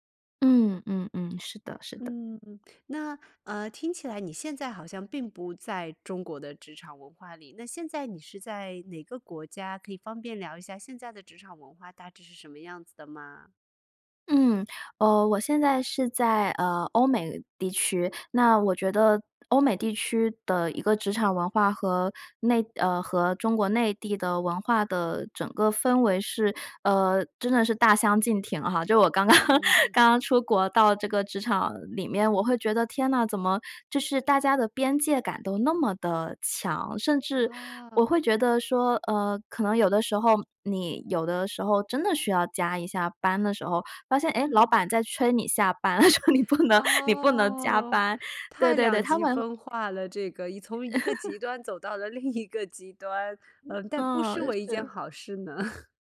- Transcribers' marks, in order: laughing while speaking: "我刚刚"; chuckle; laughing while speaking: "下班，说：你不能 你不能加班"; other background noise; laugh; laughing while speaking: "另一个极端"; laugh
- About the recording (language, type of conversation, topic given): Chinese, podcast, 如何在工作和私生活之间划清科技使用的界限？